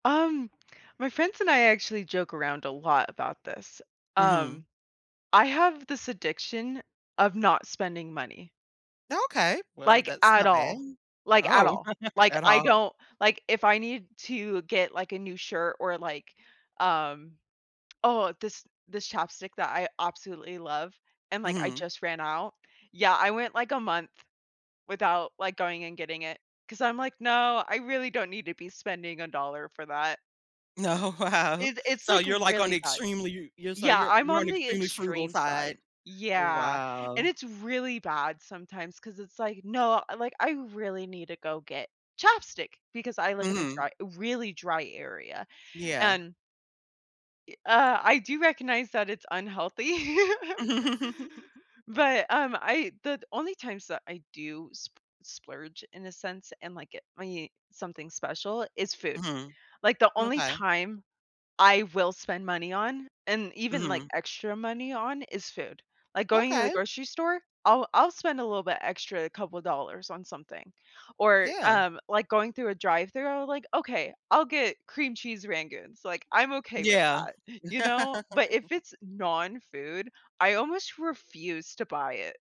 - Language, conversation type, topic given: English, unstructured, What factors influence your choice to save money or treat yourself to something special?
- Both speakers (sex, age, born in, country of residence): female, 20-24, United States, United States; female, 50-54, United States, United States
- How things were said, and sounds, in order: tapping; chuckle; laughing while speaking: "Oh, wow"; other background noise; laughing while speaking: "unhealthy"; giggle; laugh; laugh